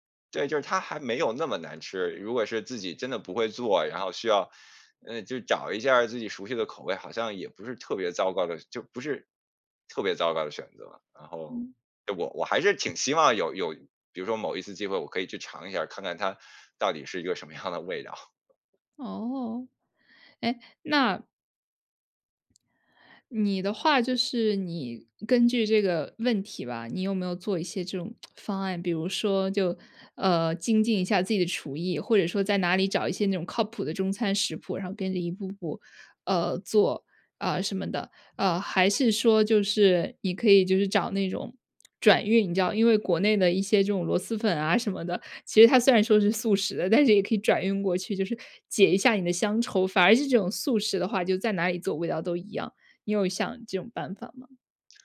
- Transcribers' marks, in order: laughing while speaking: "什么样的味道"; tsk
- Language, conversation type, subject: Chinese, podcast, 移民后你最难适应的是什么？